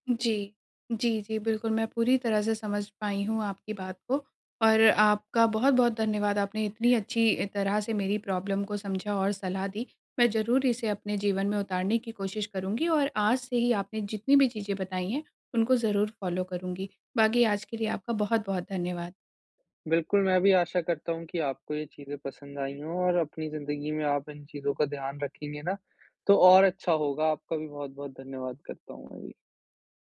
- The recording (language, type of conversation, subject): Hindi, advice, मानसिक धुंधलापन और फोकस की कमी
- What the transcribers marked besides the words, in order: in English: "प्रॉब्लम"; in English: "फ़ॉलो"